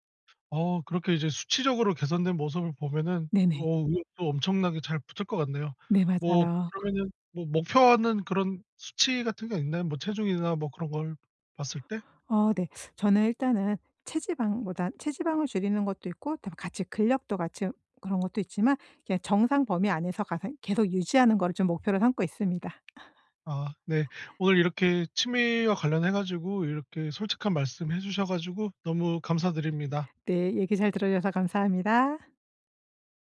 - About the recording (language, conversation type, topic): Korean, podcast, 취미를 꾸준히 이어갈 수 있는 비결은 무엇인가요?
- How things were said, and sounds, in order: other background noise; laugh